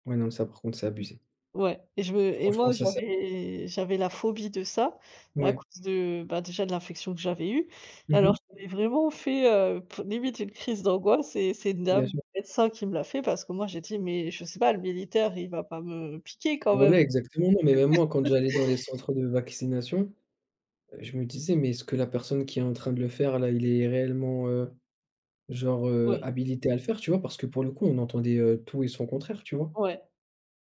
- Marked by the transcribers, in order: laugh
- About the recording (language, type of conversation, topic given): French, unstructured, Que penses-tu des campagnes de vaccination obligatoires ?